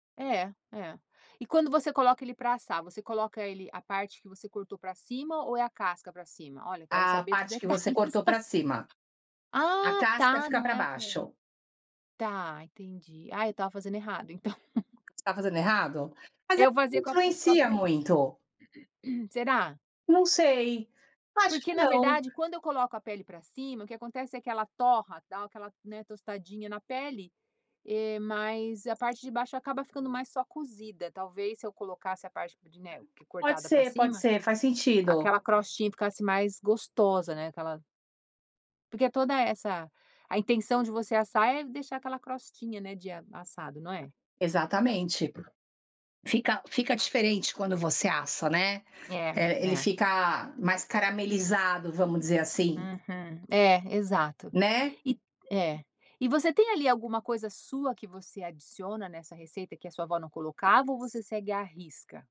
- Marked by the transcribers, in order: laughing while speaking: "detalhes"; laughing while speaking: "então"; tapping; other background noise; throat clearing
- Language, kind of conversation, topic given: Portuguese, podcast, Você pode me contar sobre uma receita que passou de geração em geração na sua família?